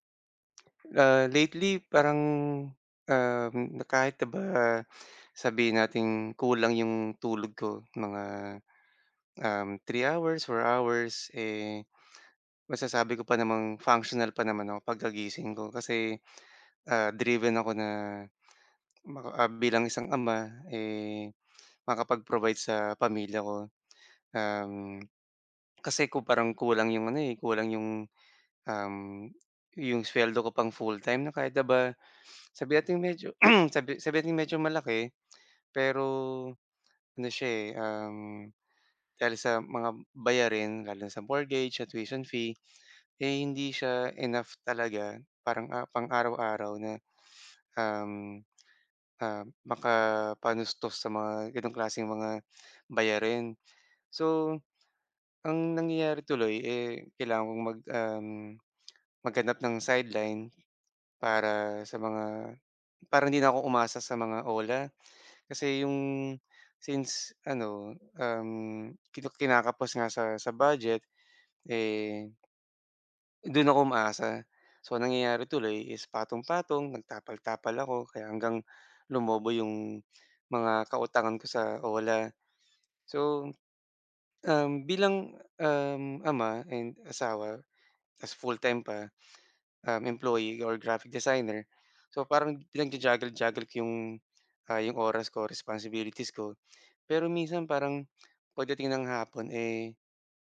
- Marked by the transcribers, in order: lip smack; lip smack; lip smack; tapping; throat clearing
- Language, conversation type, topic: Filipino, advice, Kailangan ko bang magpahinga muna o humingi ng tulong sa propesyonal?